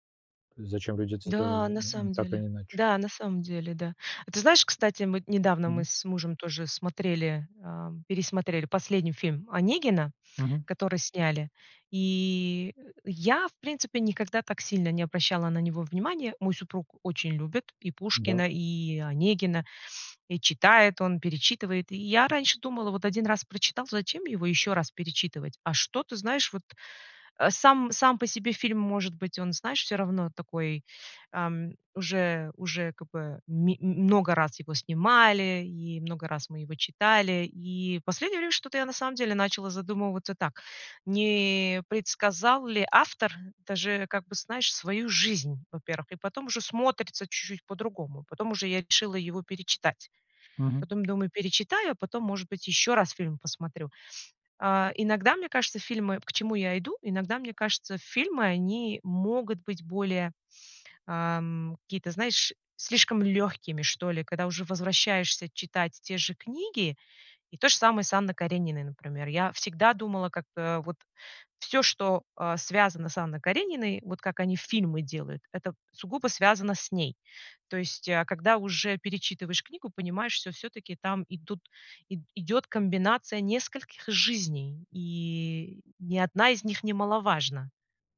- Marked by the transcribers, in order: tapping
- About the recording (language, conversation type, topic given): Russian, podcast, Почему концовки заставляют нас спорить часами?